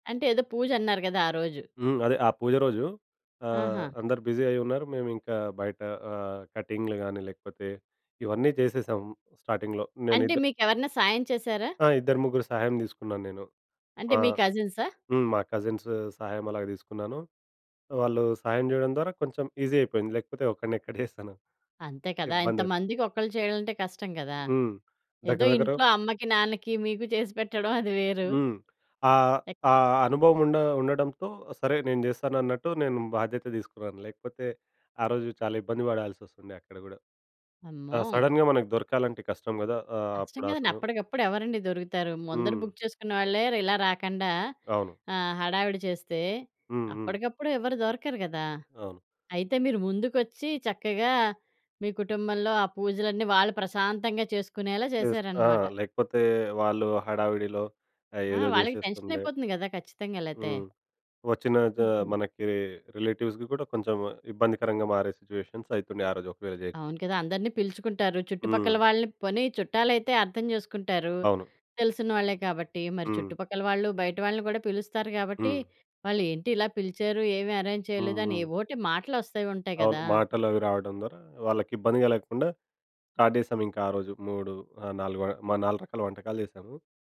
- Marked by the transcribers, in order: in English: "బిజీ"; in English: "స్టార్టింగ్‌లో"; in English: "ఈజీ"; chuckle; other background noise; tapping; in English: "సడెన్‌గా"; in English: "బుక్"; "ఇలా" said as "రిలా"; in English: "రిలేటివ్స్‌కి"; in English: "సిట్యుయేషన్స్"; in English: "అరేంజ్"; in English: "స్టార్ట్"
- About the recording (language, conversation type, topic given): Telugu, podcast, మీరు తరచుగా తయారుచేసే సులభమైన వంటకం ఏది, దాన్ని ఎలా చేస్తారో చెప్పగలరా?